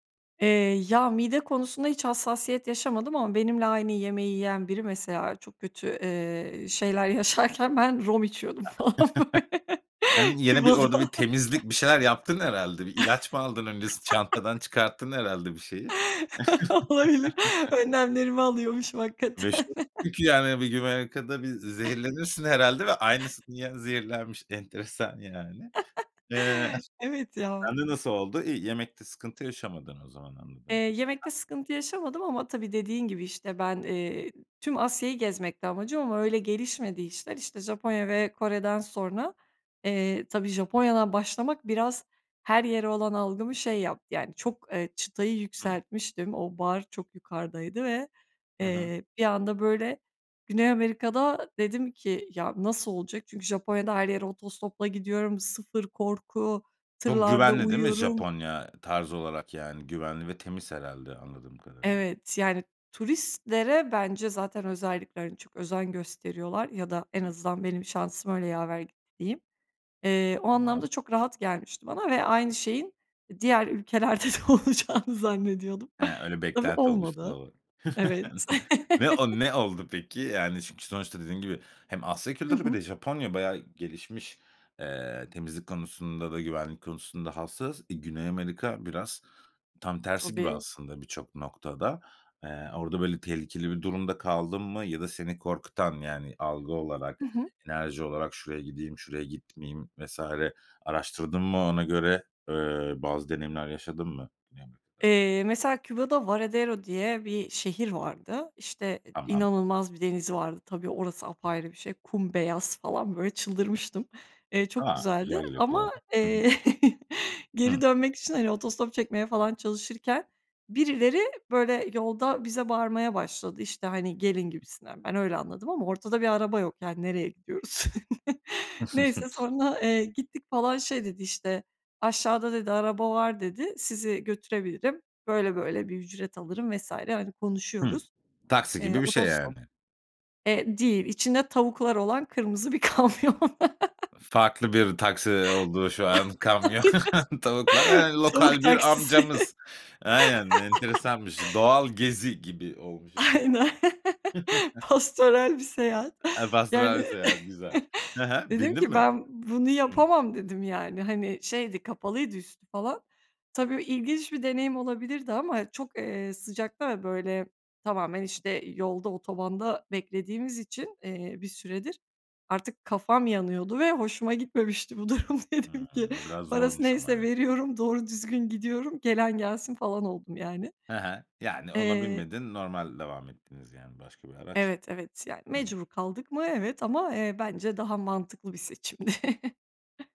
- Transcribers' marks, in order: laughing while speaking: "yaşarken"; other noise; laugh; laughing while speaking: "falan, böyle, Küba'da"; laugh; laugh; laughing while speaking: "Olabilir, önlemlerimi alıyormuşum hakikaten"; laugh; unintelligible speech; laugh; chuckle; chuckle; laughing while speaking: "ülkelerde de olacağını"; chuckle; laugh; laughing while speaking: "eee"; other background noise; chuckle; laughing while speaking: "gidiyoruz?"; laughing while speaking: "kamyon"; laugh; laughing while speaking: "Tavuk taksisi"; laughing while speaking: "kamyon, tavuklar"; laugh; laughing while speaking: "Aynen, postoral bir seyahat"; laugh; "pastoral" said as "postoral"; chuckle; tapping; laughing while speaking: "bu durum dedim ki"; chuckle
- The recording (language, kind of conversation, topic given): Turkish, podcast, Seyahat sırasında yaptığın hatalardan çıkardığın en önemli ders neydi?